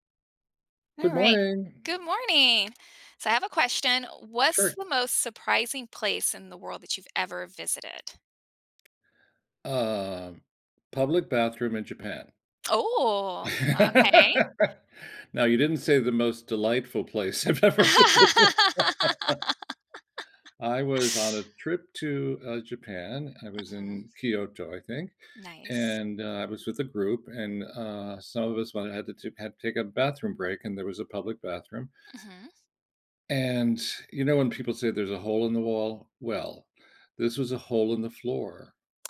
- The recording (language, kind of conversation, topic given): English, unstructured, What is the most surprising place you have ever visited?
- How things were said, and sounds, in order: tapping; other background noise; laugh; laughing while speaking: "I've ever visited"; laugh; chuckle